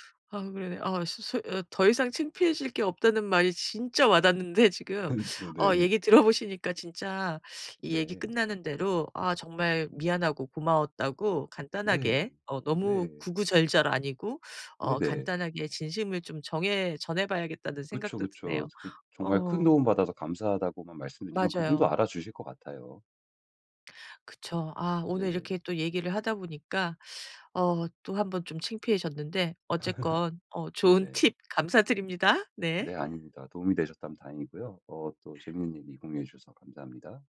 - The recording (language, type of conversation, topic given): Korean, advice, 상처 준 사람에게 어떻게 진심 어린 사과를 전하고 관계를 회복할 수 있을까요?
- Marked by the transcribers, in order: laugh; laughing while speaking: "네네"; other background noise; laugh